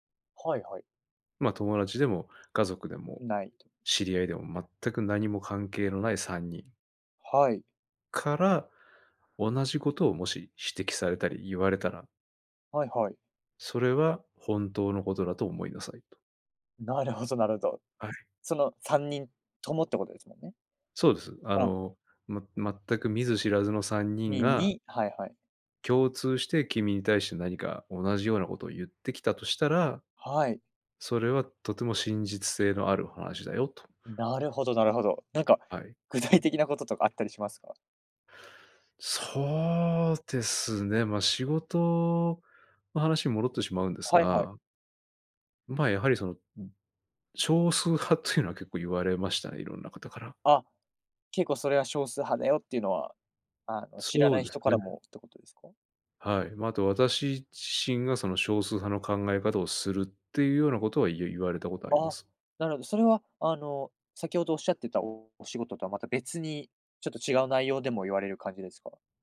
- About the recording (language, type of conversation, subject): Japanese, podcast, 誰かの一言で人生が変わった経験はありますか？
- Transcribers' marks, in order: laughing while speaking: "具体的なこと"; other background noise